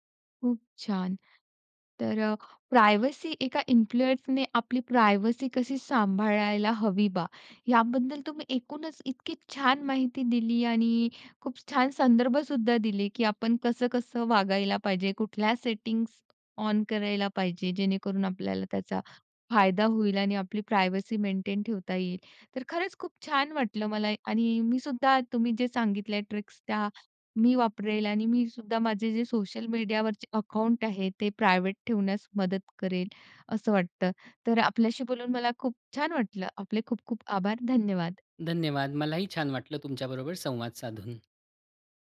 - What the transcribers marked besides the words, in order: in English: "प्रायव्हसी"; in English: "इन्फ्लुएन्सरने"; in English: "प्रायव्हसी"; in English: "प्रायव्हसी मेंटेन"; in English: "ट्रिक्स"; in English: "प्रायव्हेट"
- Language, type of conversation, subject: Marathi, podcast, प्रभावकाने आपली गोपनीयता कशी जपावी?